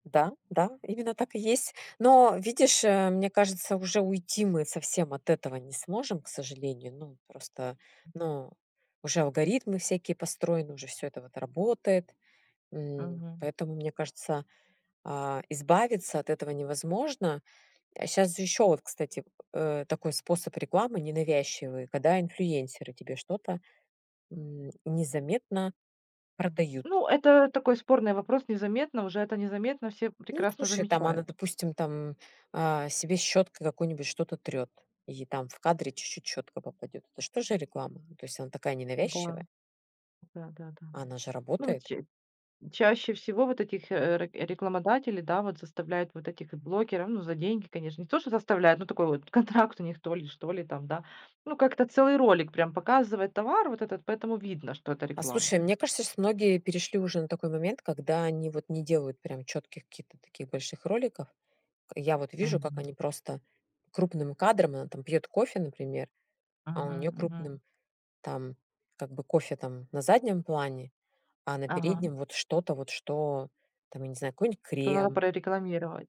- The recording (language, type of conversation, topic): Russian, podcast, Как реклама на нас давит и почему это работает?
- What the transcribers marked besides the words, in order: other background noise; laughing while speaking: "контракт"